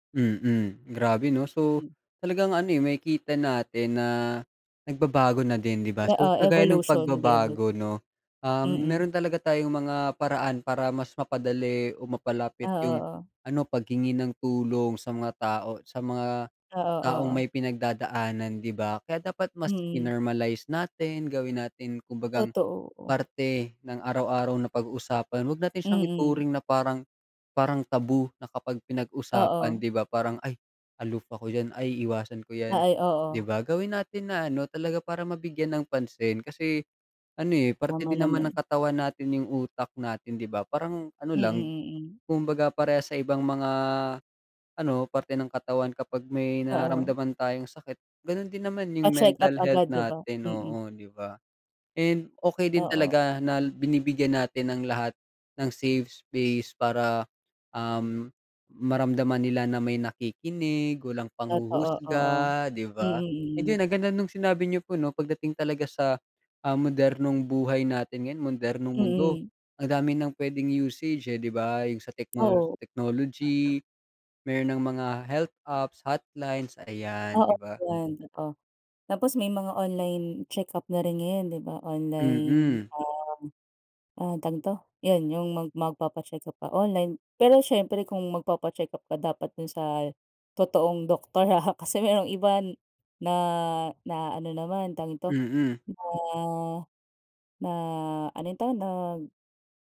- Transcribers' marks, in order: in English: "taboo"; in English: "aloof"; other background noise; in English: "health apps"; tapping; laughing while speaking: "ah"
- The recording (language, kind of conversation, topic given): Filipino, unstructured, Ano ang opinyon mo sa paghingi ng tulong kapag may suliranin sa kalusugan ng isip?